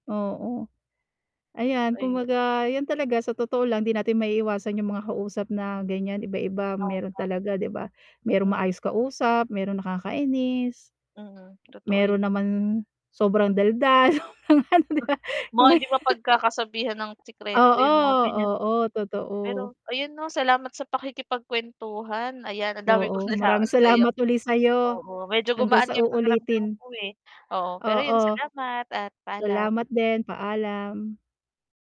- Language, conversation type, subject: Filipino, unstructured, Ano ang ginagawa mo kapag naiinis ka sa kausap mo?
- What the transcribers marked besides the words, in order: other background noise; static; tapping; laughing while speaking: "'di ba?"; laugh; laughing while speaking: "nalaman"; dog barking; background speech